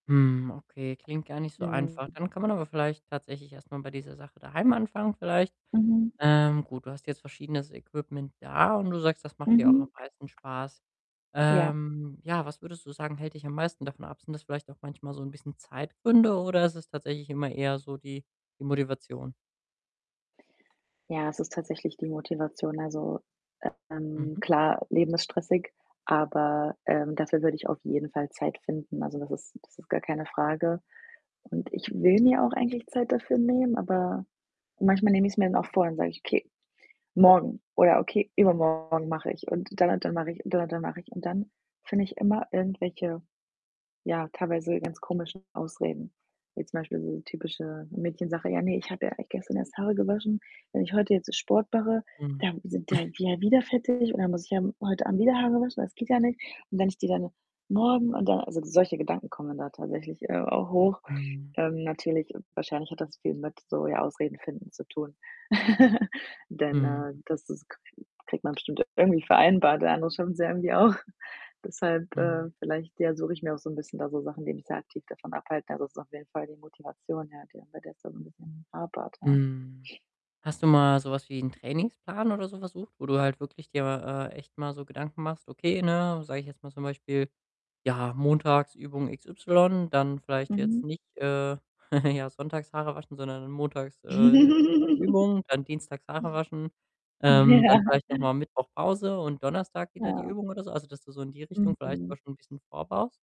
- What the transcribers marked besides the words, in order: tapping; distorted speech; other background noise; static; snort; laugh; laughing while speaking: "auch"; giggle; giggle; laughing while speaking: "Ja"
- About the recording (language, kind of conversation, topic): German, advice, Wie kann ich meine Motivation fürs Training wiederfinden und langfristig dranbleiben?